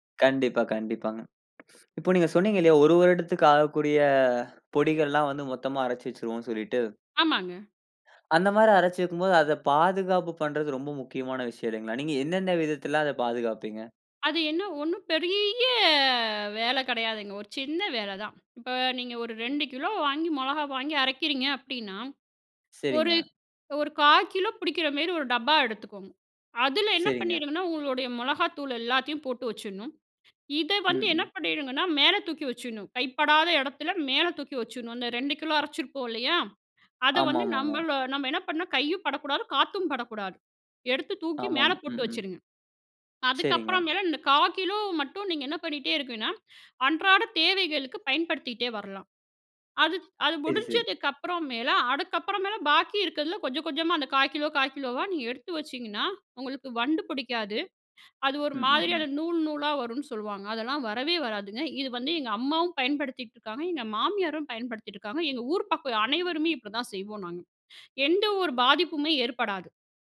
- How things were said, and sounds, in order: other noise; drawn out: "பெரிய"; other background noise; "அதுக்கப்புறம்" said as "அடுக்கப்புறம்"
- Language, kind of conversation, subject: Tamil, podcast, சமையல் செய்யும் போது உங்களுக்குத் தனி மகிழ்ச்சி ஏற்படுவதற்குக் காரணம் என்ன?